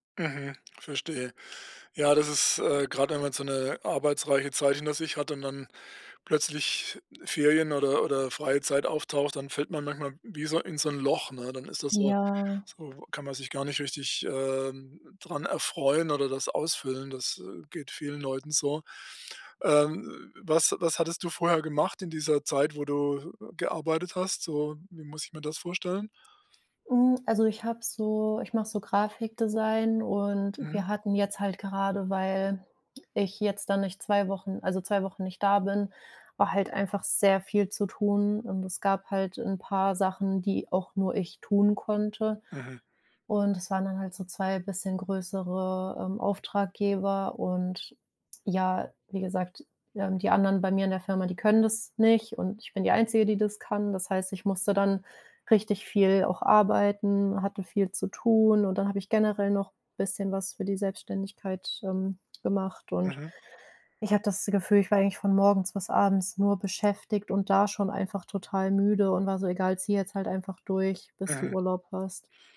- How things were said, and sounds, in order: drawn out: "Ja"
- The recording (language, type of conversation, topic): German, advice, Warum fühle ich mich schuldig, wenn ich einfach entspanne?
- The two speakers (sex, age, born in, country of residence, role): female, 25-29, Germany, Germany, user; male, 60-64, Germany, Germany, advisor